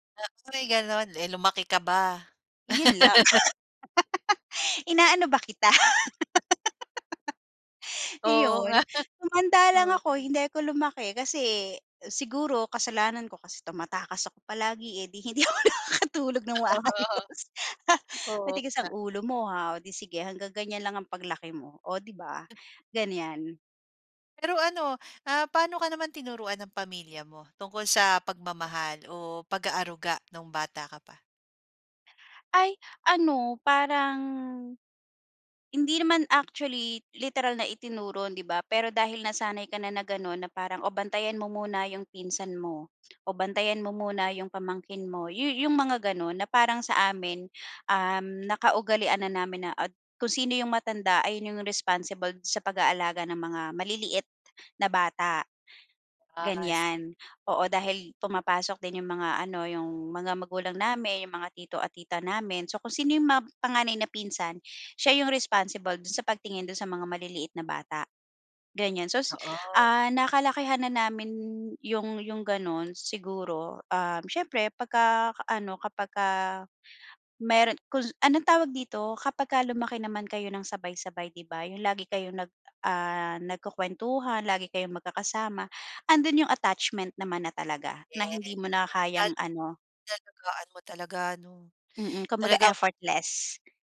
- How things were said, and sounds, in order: laugh; chuckle; laughing while speaking: "'Di hindi ako nakakatulog ng maayos"; chuckle; "itinuro" said as "itinuron"; other background noise
- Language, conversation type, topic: Filipino, podcast, Ano ang unang alaala mo tungkol sa pamilya noong bata ka?